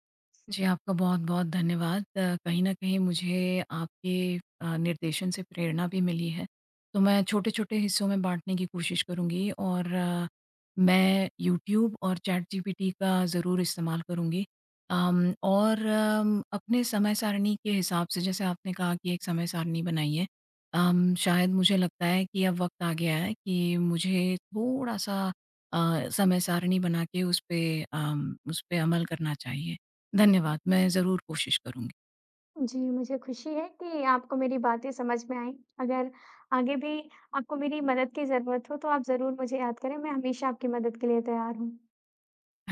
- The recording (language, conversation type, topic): Hindi, advice, मैं लक्ष्य तय करने में उलझ जाता/जाती हूँ और शुरुआत नहीं कर पाता/पाती—मैं क्या करूँ?
- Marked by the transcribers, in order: other noise